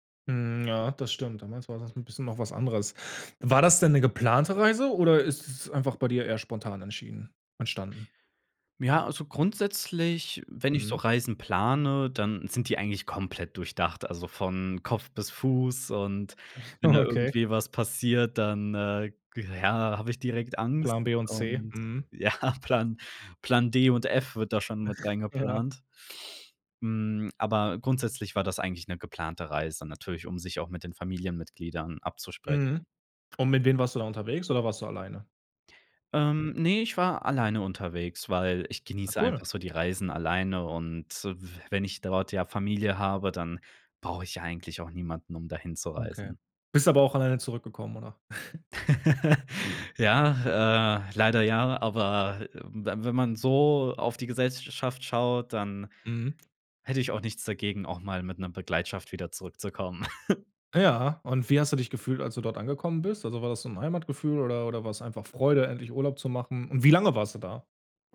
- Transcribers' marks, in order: chuckle; laughing while speaking: "ja"; grunt; laughing while speaking: "Ja"; other background noise; chuckle; laugh; "Begleitung" said as "Begleitschaft"; chuckle
- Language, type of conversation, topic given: German, podcast, Was war dein schönstes Reiseerlebnis und warum?
- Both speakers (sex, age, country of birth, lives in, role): male, 25-29, Germany, Germany, guest; male, 30-34, Germany, Germany, host